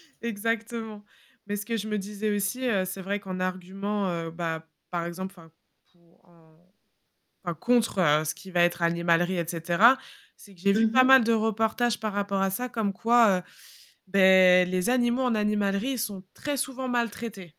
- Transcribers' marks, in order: static; distorted speech
- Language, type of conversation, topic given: French, unstructured, Quels arguments peut-on utiliser pour convaincre quelqu’un d’adopter un animal dans un refuge ?
- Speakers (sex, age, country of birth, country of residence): female, 25-29, France, France; female, 30-34, France, France